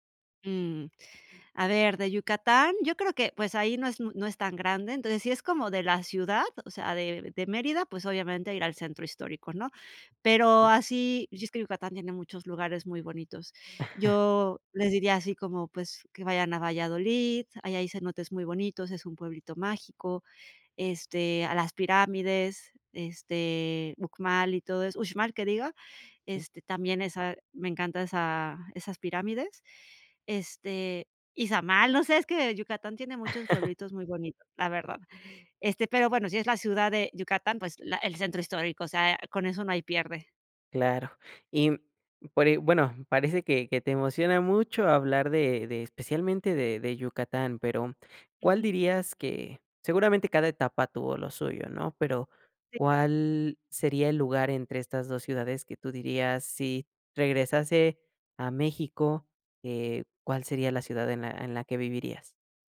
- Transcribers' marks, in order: other background noise; chuckle; chuckle
- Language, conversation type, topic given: Spanish, podcast, ¿Qué significa para ti decir que eres de algún lugar?